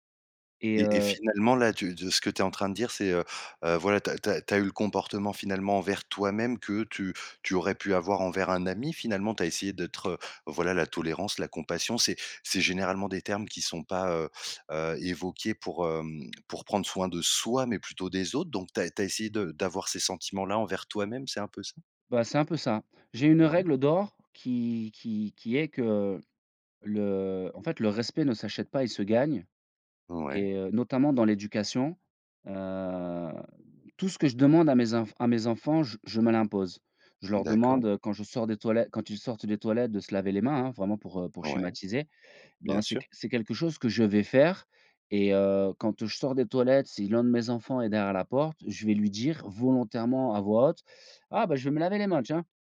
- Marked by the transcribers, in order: stressed: "soi"
- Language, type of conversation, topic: French, podcast, Quand tu fais une erreur, comment gardes-tu confiance en toi ?